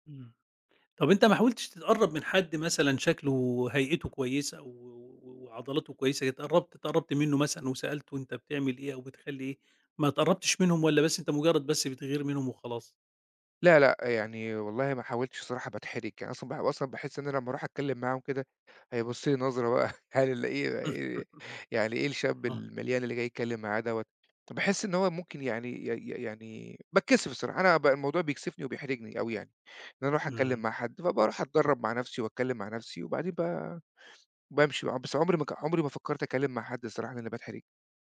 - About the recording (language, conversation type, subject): Arabic, advice, إزّاي بتوصف/ي قلقك من إنك تقارن/ي جسمك بالناس على السوشيال ميديا؟
- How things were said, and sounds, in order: laugh